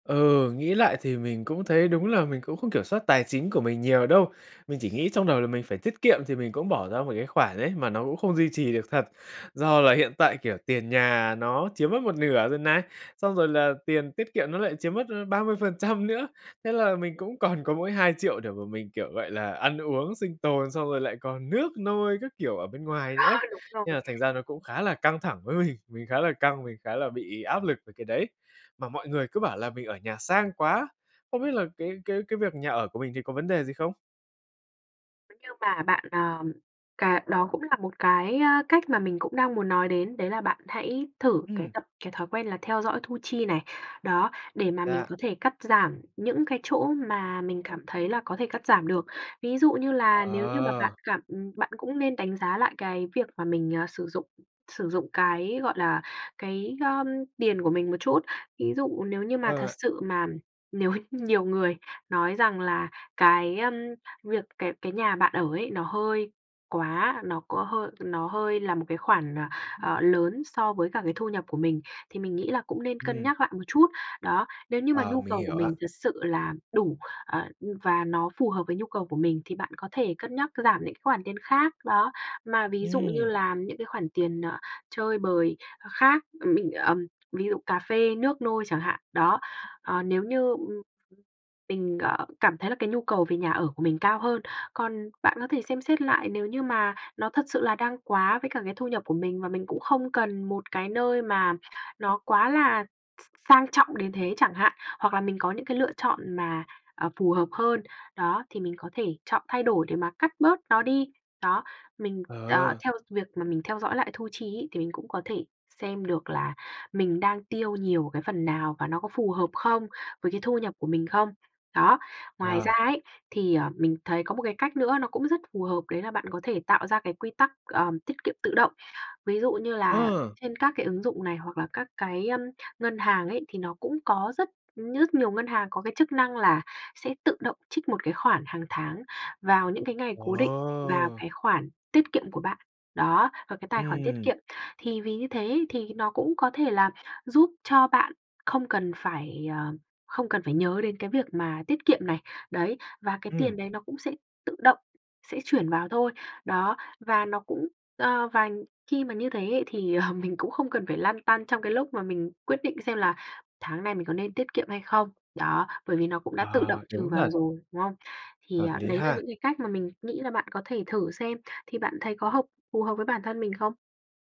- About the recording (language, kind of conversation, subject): Vietnamese, advice, Làm thế nào để xây dựng thói quen tiết kiệm tiền hằng tháng?
- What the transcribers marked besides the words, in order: tapping; other background noise; laughing while speaking: "ba mươi phần trăm nữa"; laughing while speaking: "Ờ"; laughing while speaking: "mình"; laughing while speaking: "ờ"